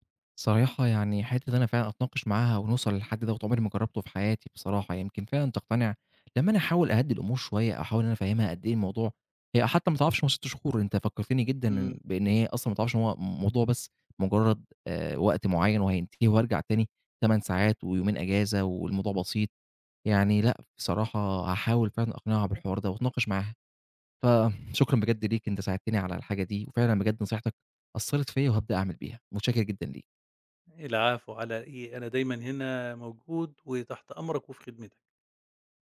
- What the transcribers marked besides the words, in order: "صراحة" said as "صياحة"
- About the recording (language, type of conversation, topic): Arabic, advice, إزاي بتحس إنك قادر توازن بين الشغل وحياتك مع العيلة؟